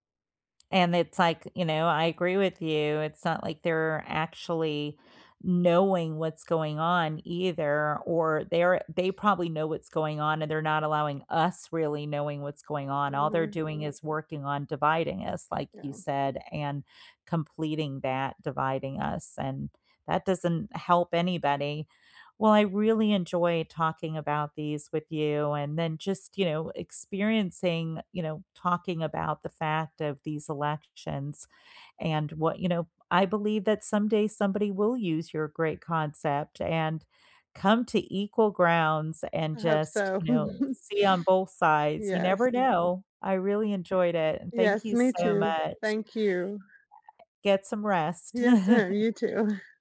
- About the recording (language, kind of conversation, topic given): English, unstructured, How do you decide which election issues matter most to you, and what experiences shape those choices?
- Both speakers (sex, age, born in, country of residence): female, 40-44, United States, United States; female, 50-54, United States, United States
- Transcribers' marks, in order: other background noise; chuckle; chuckle; laughing while speaking: "too"